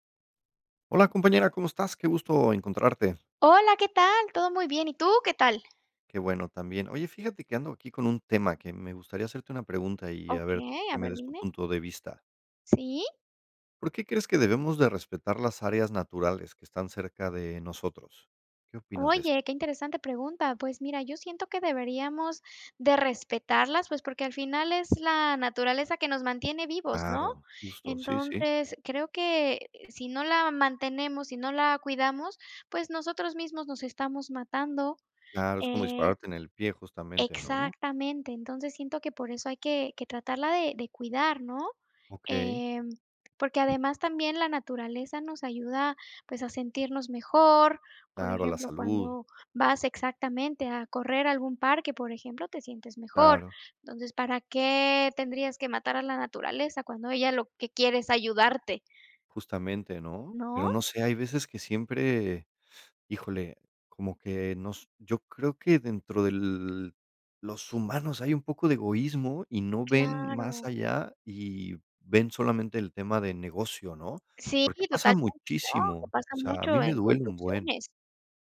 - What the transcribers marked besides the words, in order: disgusted: "porque pasa muchísimo, o sea, a mí me duele un buen"
- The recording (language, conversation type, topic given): Spanish, unstructured, ¿Por qué debemos respetar las áreas naturales cercanas?